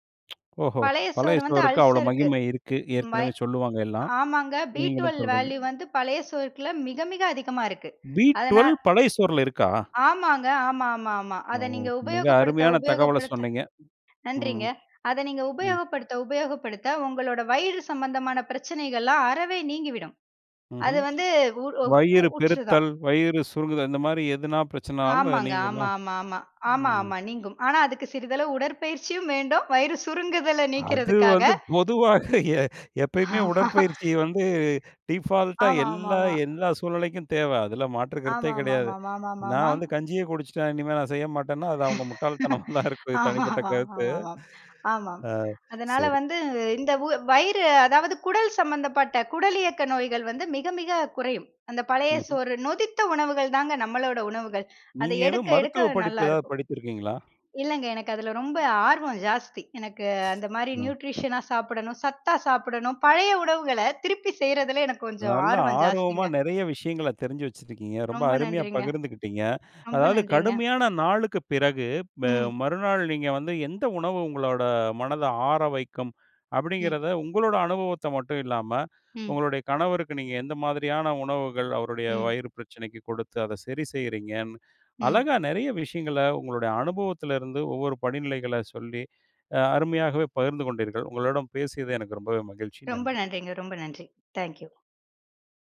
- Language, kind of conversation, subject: Tamil, podcast, கடுமையான நாளுக்குப் பிறகு உடலையும் மனதையும் ஆறவைக்கும் உணவு எது?
- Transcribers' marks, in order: tsk; in English: "அல்சர்க்கு"; in English: "பி ட்வெல்வ் வேல்யூ"; in English: "பி ட்வெல்வ்"; other background noise; "சுருங்குதல்" said as "சுருல"; laughing while speaking: "வேண்டும் வயிறு சுருங்குதல நீக்குறதுக்காக"; laughing while speaking: "பொதுவாக எ எப்பயுமே உடற்பயிற்சி வந்து"; laugh; in English: "டீபால்ட்டா"; drawn out: "ஆமாமாமாமாமாமாமா"; laughing while speaking: "ஆமாமாமாமா, ஆமாம்"; laughing while speaking: "தான் இருக்கும், என்னோட தனிப்பட்ட கருத்து"; other noise; in English: "நியூட்ரிஷனா"